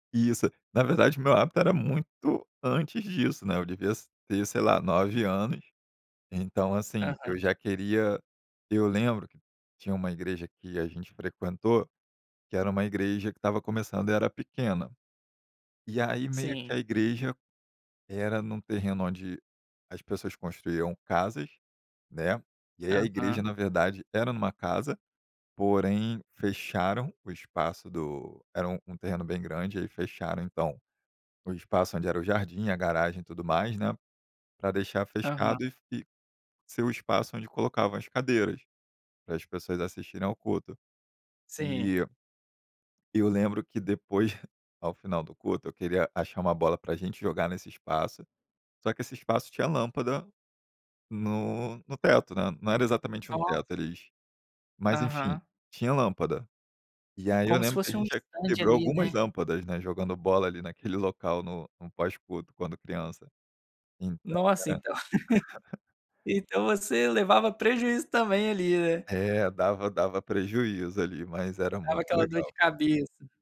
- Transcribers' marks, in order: tapping; laughing while speaking: "Então"; chuckle
- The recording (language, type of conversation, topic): Portuguese, podcast, Como o esporte une as pessoas na sua comunidade?